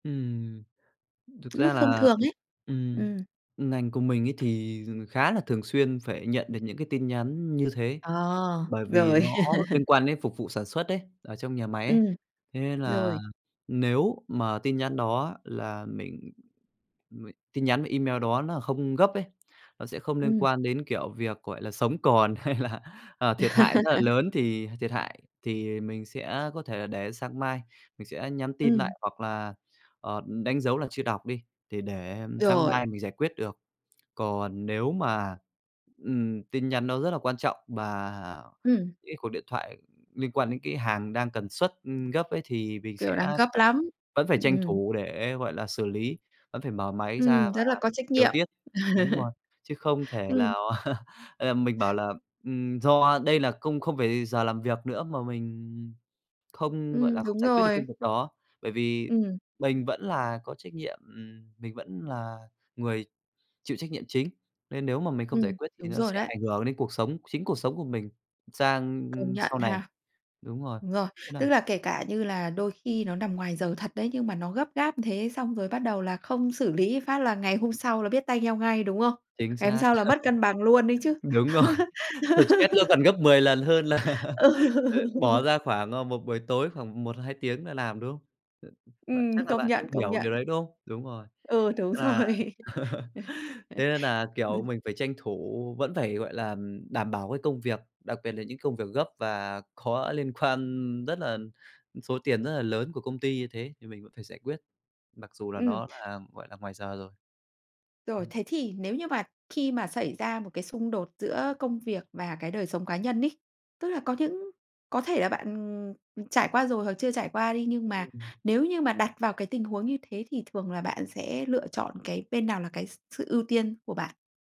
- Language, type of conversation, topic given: Vietnamese, podcast, Bạn đánh giá cân bằng giữa công việc và cuộc sống như thế nào?
- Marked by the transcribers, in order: tapping; laugh; laughing while speaking: "hay là"; laugh; laugh; laugh; laughing while speaking: "rồi!"; "Stress" said as "xờ troét"; laughing while speaking: "là"; laugh; laughing while speaking: "Ừ"; laugh; laugh; laughing while speaking: "rồi"; laugh; laughing while speaking: "quan"; unintelligible speech; other background noise